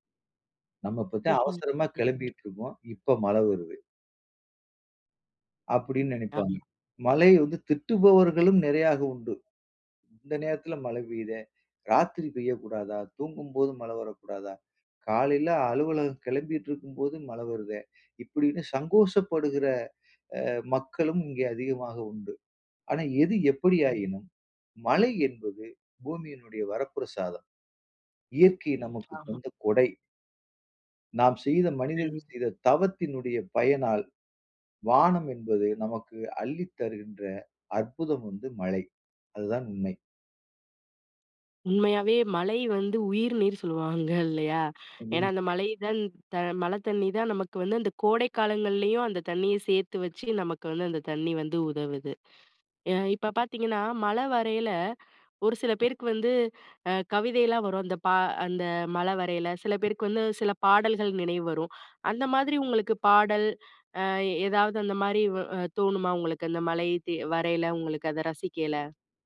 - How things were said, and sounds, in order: other background noise; "நிறைய" said as "நிறையாக"; tsk; laughing while speaking: "சொல்லுவாங்க இல்லையா?"; unintelligible speech; "மழைத்" said as "மலைத்"; "மழ" said as "மல"
- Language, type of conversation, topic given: Tamil, podcast, மழை பூமியைத் தழுவும் போது உங்களுக்கு எந்த நினைவுகள் எழுகின்றன?